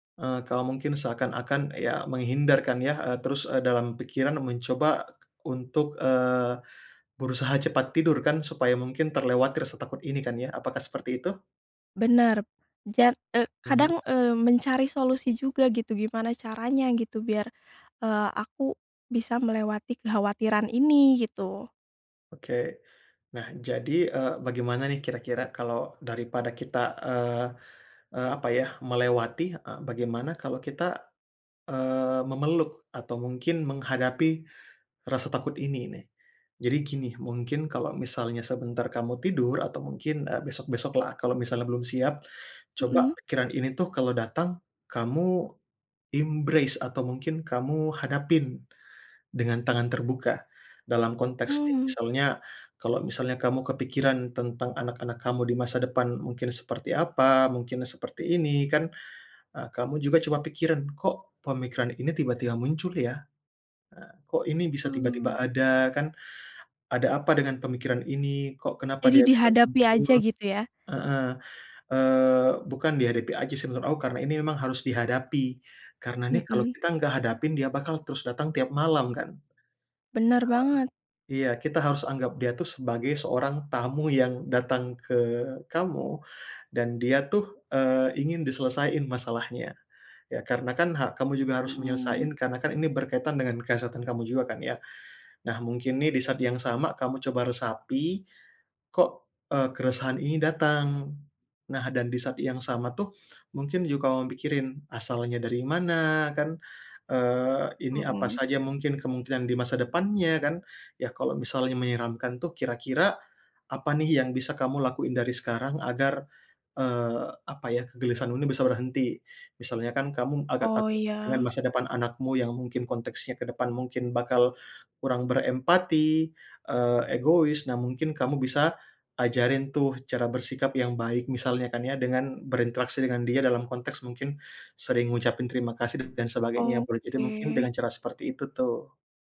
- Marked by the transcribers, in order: in English: "embrace"
- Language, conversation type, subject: Indonesian, advice, Bagaimana cara mengatasi sulit tidur karena pikiran stres dan cemas setiap malam?